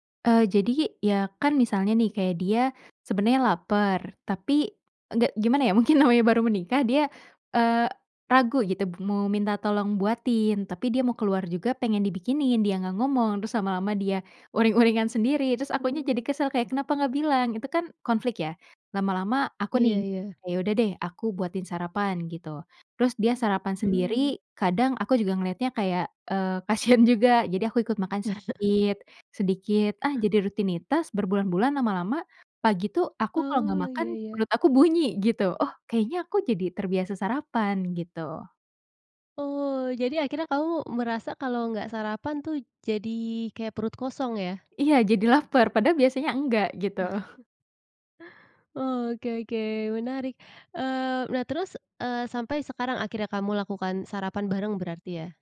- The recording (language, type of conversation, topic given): Indonesian, podcast, Apa yang berubah dalam hidupmu setelah menikah?
- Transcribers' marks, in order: laughing while speaking: "mungkin namanya"; laughing while speaking: "uring-uringan"; tapping; laughing while speaking: "kasihan"; chuckle; laughing while speaking: "bunyi"; chuckle